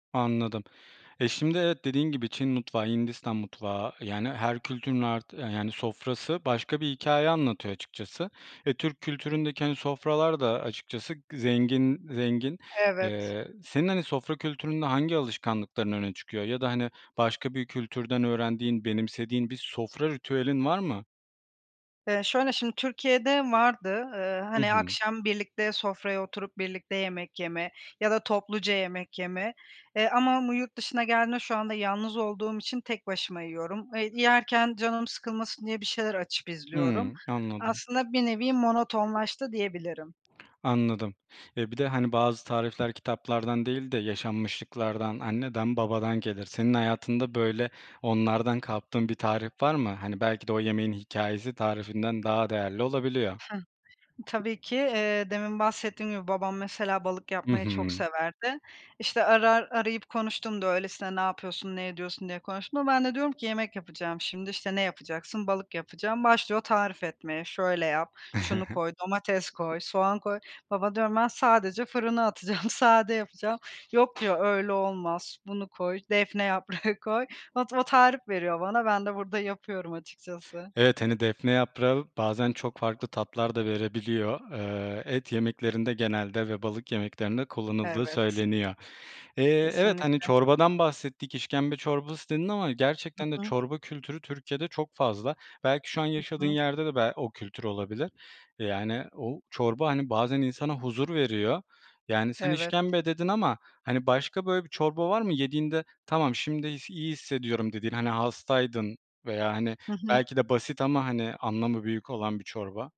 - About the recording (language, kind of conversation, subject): Turkish, podcast, Hangi yemekler seni en çok kendin gibi hissettiriyor?
- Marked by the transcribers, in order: other background noise; chuckle; laughing while speaking: "atacağım"; laughing while speaking: "yaprağı koy"; tapping